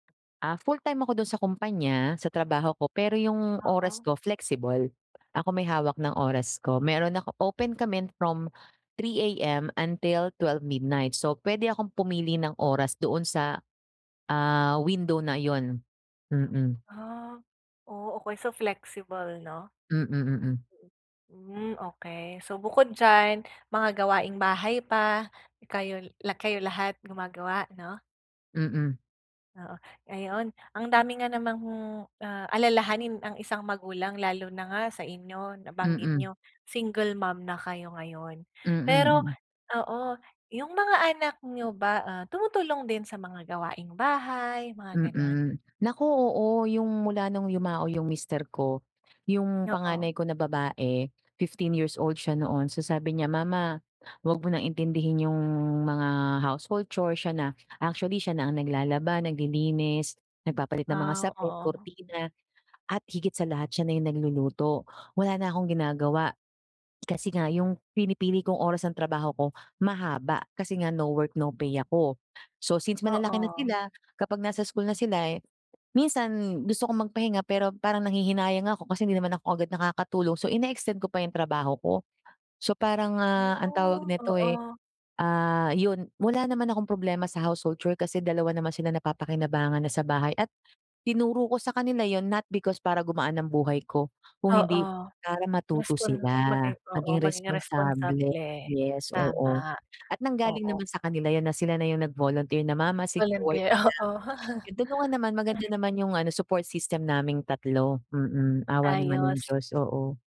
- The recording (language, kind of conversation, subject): Filipino, advice, Paano ko uunahin ang pahinga kahit abala ako?
- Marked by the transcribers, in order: background speech; "chore" said as "sure"; chuckle